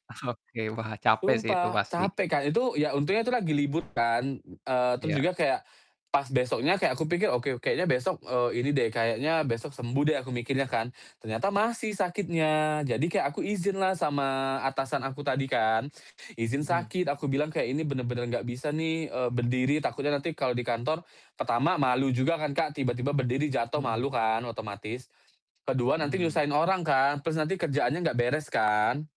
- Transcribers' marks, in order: laughing while speaking: "Oke"; static; other background noise
- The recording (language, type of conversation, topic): Indonesian, podcast, Bagaimana kamu menjaga batasan di lingkungan kerja?